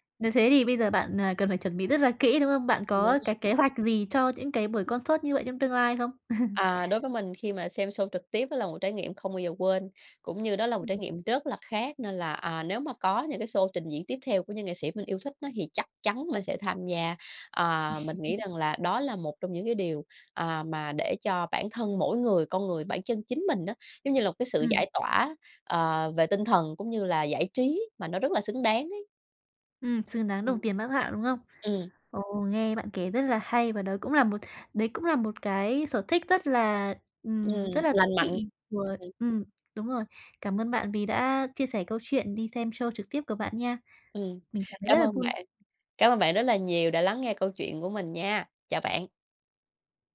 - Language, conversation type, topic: Vietnamese, podcast, Điều gì khiến bạn mê nhất khi xem một chương trình biểu diễn trực tiếp?
- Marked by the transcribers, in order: tapping; in English: "concert"; chuckle; chuckle